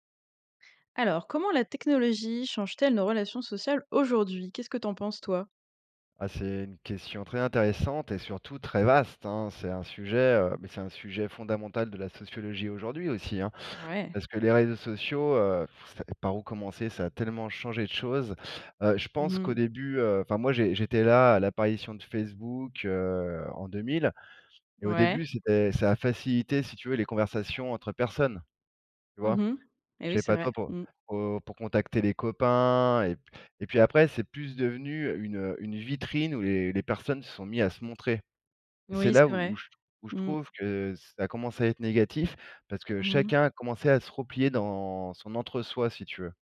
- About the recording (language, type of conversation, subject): French, unstructured, Comment la technologie change-t-elle nos relations sociales aujourd’hui ?
- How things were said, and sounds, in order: other background noise